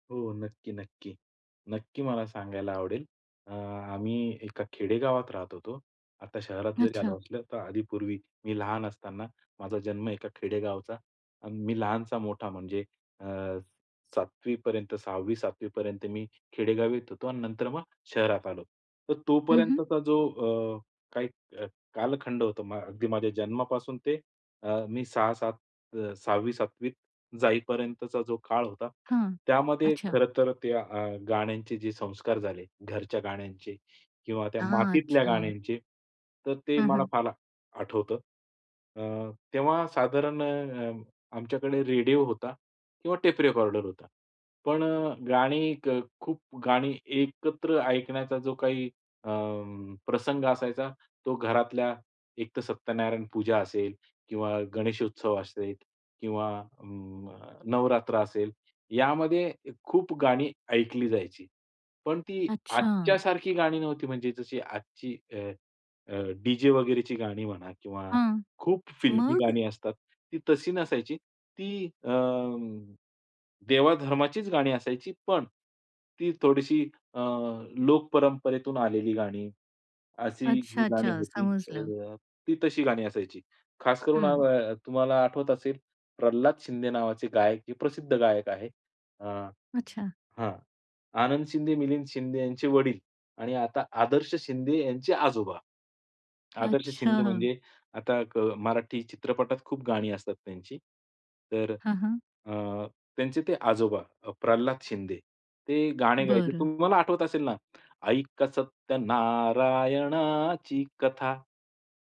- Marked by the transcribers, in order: other background noise; tapping; chuckle; singing: "ऐका सत्यनारायणाची कथा"
- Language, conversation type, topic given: Marathi, podcast, कुटुंबातील गाण्यांची परंपरा तुमची संगीताची आवड कशी घडवते?